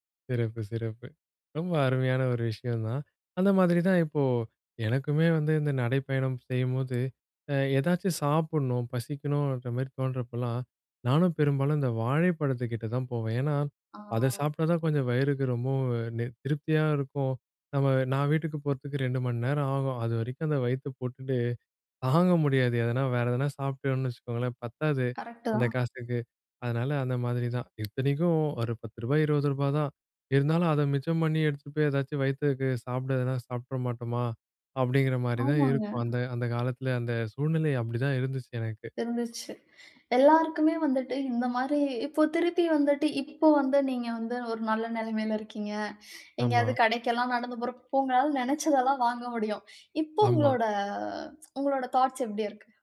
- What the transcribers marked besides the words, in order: tapping; in English: "தாட்ஸ்"
- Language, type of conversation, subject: Tamil, podcast, பூங்காவில் நடக்கும்போது உங்கள் மனம் எப்படித் தானாகவே அமைதியாகிறது?